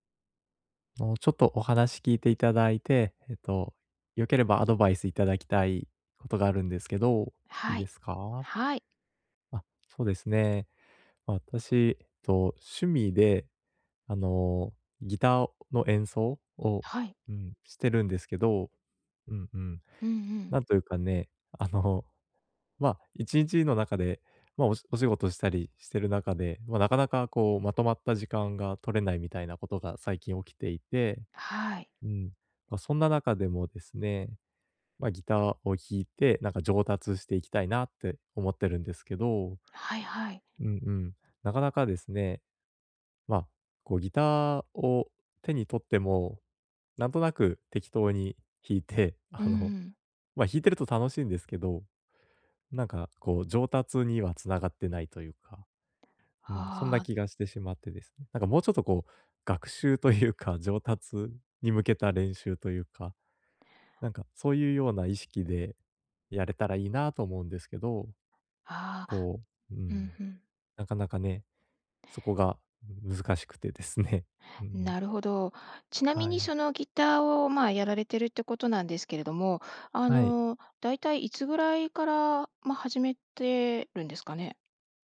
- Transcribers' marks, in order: none
- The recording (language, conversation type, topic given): Japanese, advice, 短い時間で趣味や学びを効率よく進めるにはどうすればよいですか？